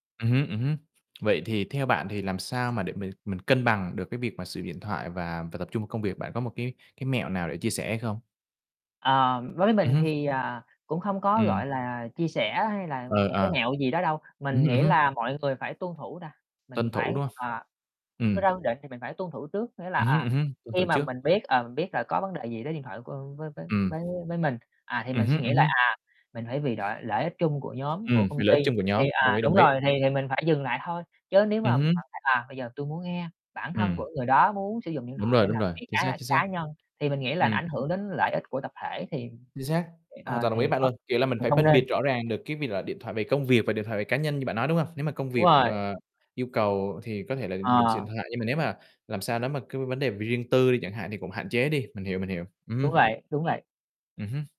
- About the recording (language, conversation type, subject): Vietnamese, unstructured, Bạn nghĩ sao về việc mọi người sử dụng điện thoại trong giờ làm việc?
- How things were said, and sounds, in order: other background noise; tapping; mechanical hum; distorted speech; static